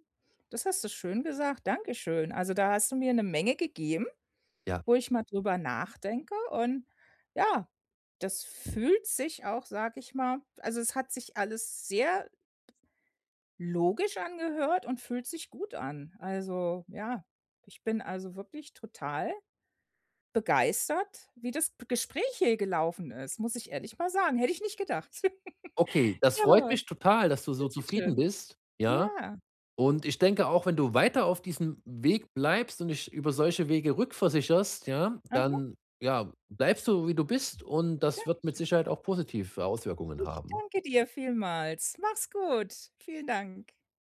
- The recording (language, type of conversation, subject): German, advice, Wie kann ich ehrlich meine Meinung sagen, ohne andere zu verletzen?
- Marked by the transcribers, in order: giggle